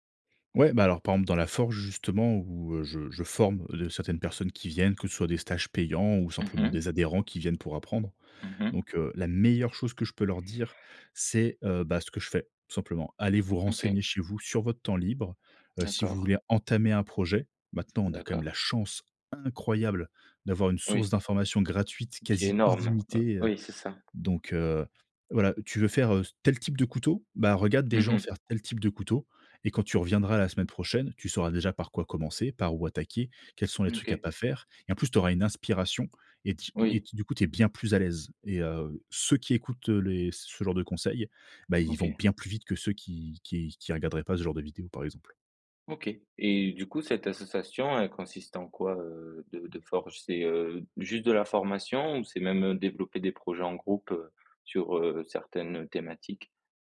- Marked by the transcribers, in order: unintelligible speech; tapping; stressed: "incroyable"; other background noise
- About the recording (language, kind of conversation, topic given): French, podcast, Processus d’exploration au démarrage d’un nouveau projet créatif